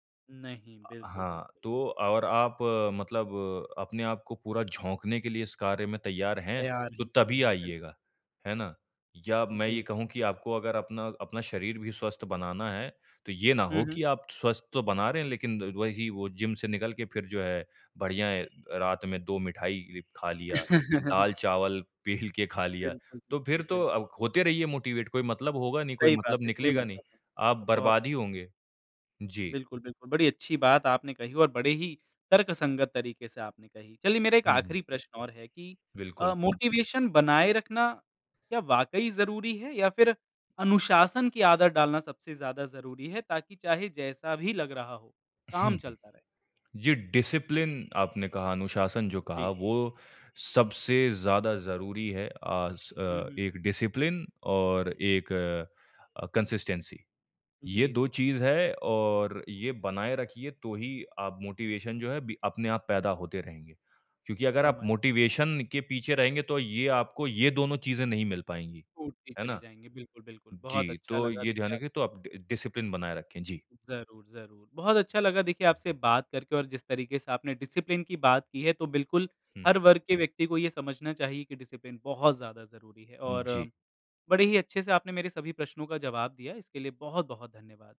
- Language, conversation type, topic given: Hindi, podcast, लंबे लक्ष्यों के लिए आप अपनी प्रेरणा बनाए रखने के लिए कौन-कौन से तरीके अपनाते हैं?
- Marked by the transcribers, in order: laugh; laughing while speaking: "पेल"; in English: "मोटिवेट"; in English: "मोटिवेशन"; in English: "डिसिप्लिन"; in English: "डिसिप्लिन"; in English: "कंसिस्टेंसी"; in English: "मोटिवेशन"; in English: "मोटिवेशन"; in English: "ड डिसिप्लिन"; in English: "डिसिप्लिन"; in English: "डिसिप्लिन"